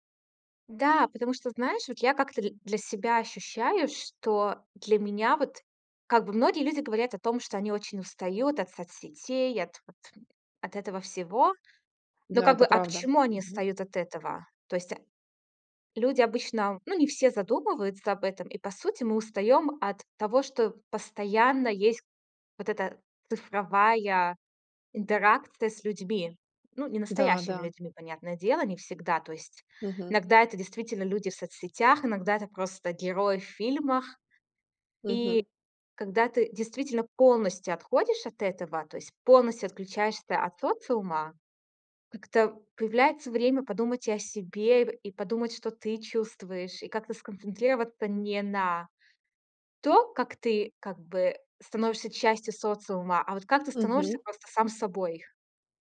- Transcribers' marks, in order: other background noise
- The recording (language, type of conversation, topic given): Russian, podcast, Что для тебя значит цифровой детокс и как его провести?